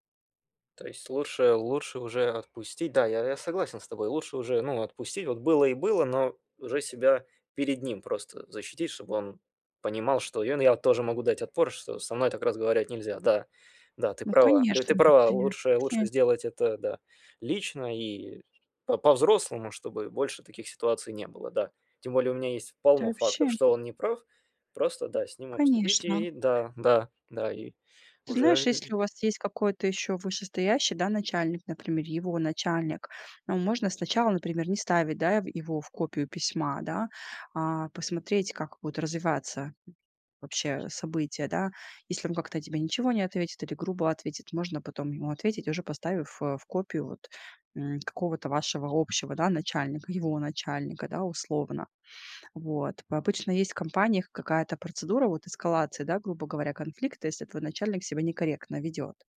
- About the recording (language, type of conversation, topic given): Russian, advice, Как вы обычно реагируете на критику со стороны начальника?
- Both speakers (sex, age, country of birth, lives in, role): female, 40-44, Armenia, Spain, advisor; male, 25-29, Ukraine, United States, user
- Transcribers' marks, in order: other background noise